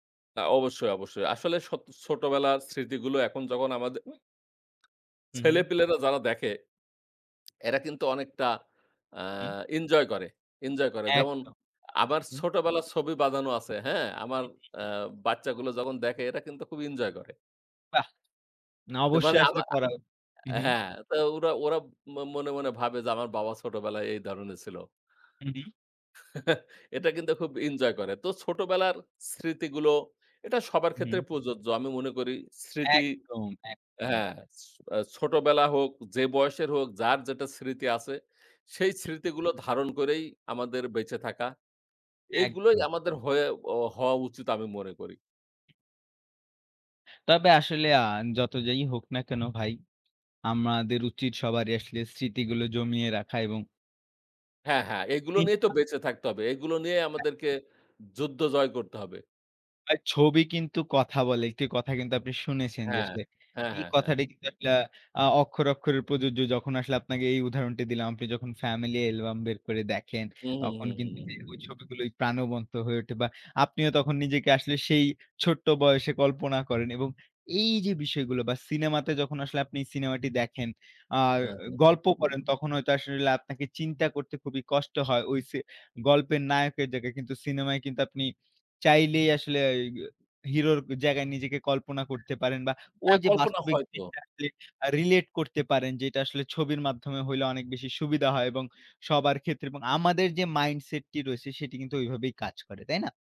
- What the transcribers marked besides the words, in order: other noise; chuckle; tapping; in English: "রিলেট"; in English: "মাইন্ডসেট"
- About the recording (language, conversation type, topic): Bengali, unstructured, ছবির মাধ্যমে গল্প বলা কেন গুরুত্বপূর্ণ?